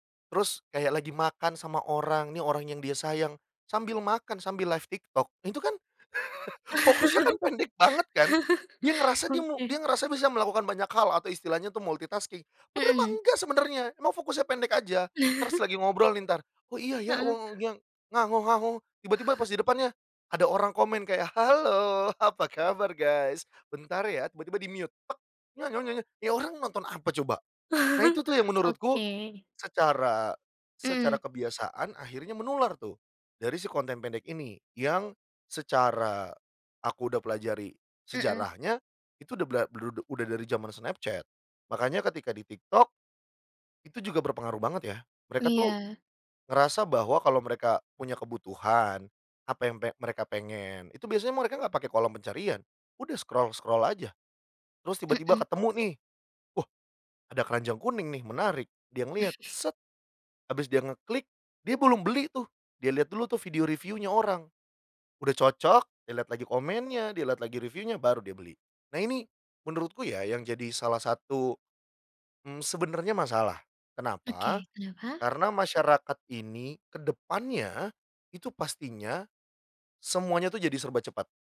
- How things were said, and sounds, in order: in English: "live"; laugh; chuckle; in English: "multitasking"; chuckle; "padahal" said as "padar"; other background noise; other noise; tapping; in English: "guys"; chuckle; in English: "mute"; in English: "scroll-scroll"; chuckle
- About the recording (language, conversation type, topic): Indonesian, podcast, Menurutmu, kenapa anak muda lebih suka konten pendek daripada konten panjang?